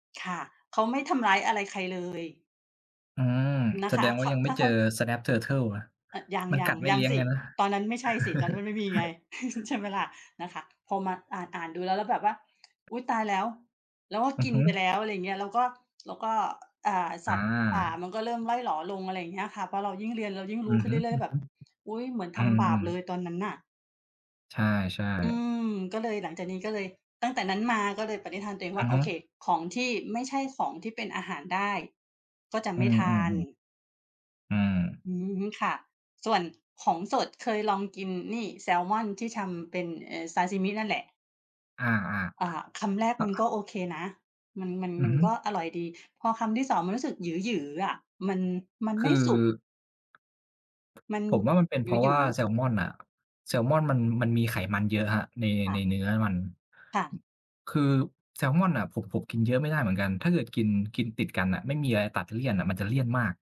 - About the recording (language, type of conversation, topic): Thai, unstructured, อาหารอะไรที่คุณเคยกินแล้วรู้สึกประหลาดใจมากที่สุด?
- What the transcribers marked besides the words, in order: other background noise; "Snapping Turtle" said as "Snap Turtle"; chuckle; tapping